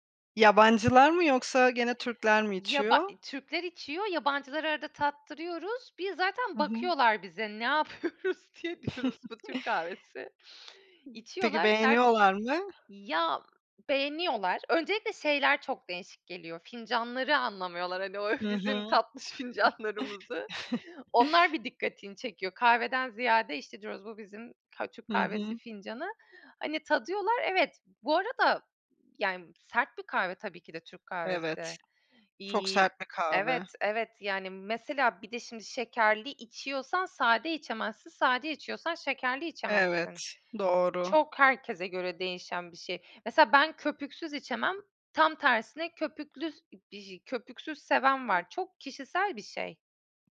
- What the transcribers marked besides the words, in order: other background noise; laughing while speaking: "yapıyoruz diye. Diyoruz: Bu Türk kahvesi"; chuckle; tapping; laughing while speaking: "hani, o bizim tatlış fincanlarımızı"; chuckle
- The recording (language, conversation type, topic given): Turkish, podcast, Kahve ya da çay ritüelini nasıl yaşıyorsun?